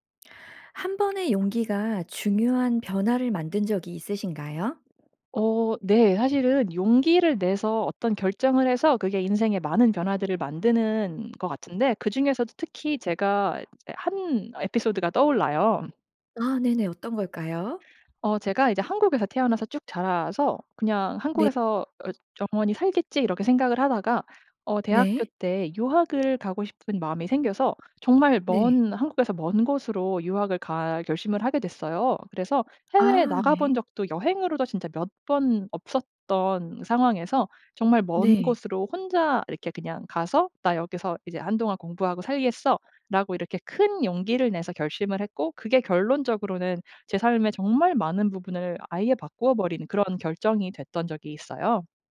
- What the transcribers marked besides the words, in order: other background noise; tapping
- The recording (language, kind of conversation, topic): Korean, podcast, 한 번의 용기가 중요한 변화를 만든 적이 있나요?